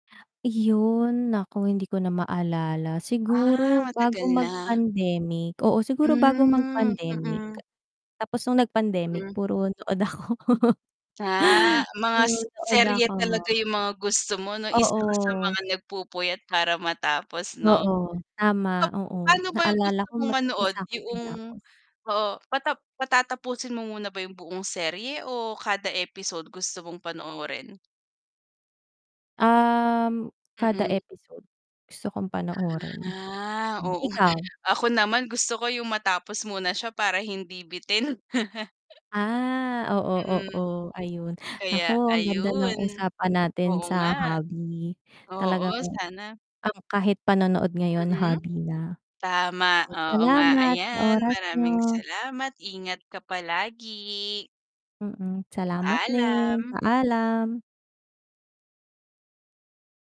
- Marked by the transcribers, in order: static; other background noise; chuckle; distorted speech; tapping; drawn out: "Ah"; chuckle
- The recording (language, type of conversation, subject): Filipino, unstructured, Ano ang pinaka-hindi mo malilimutang karanasan dahil sa isang libangan?